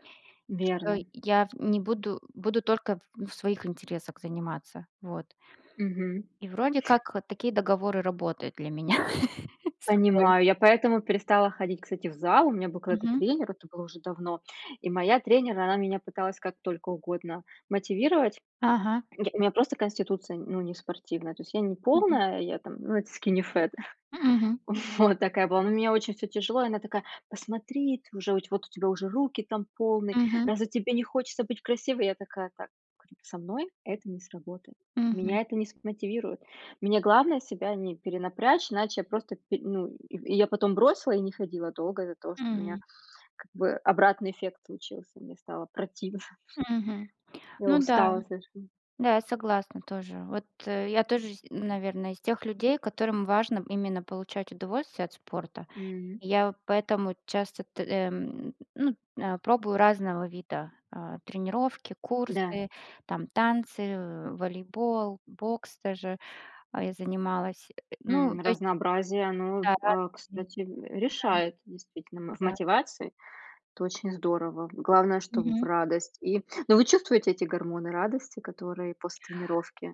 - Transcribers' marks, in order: laugh; in English: "скини фэт"; chuckle; laughing while speaking: "противно всё"; tapping
- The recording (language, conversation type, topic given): Russian, unstructured, Как спорт влияет на твоё настроение каждый день?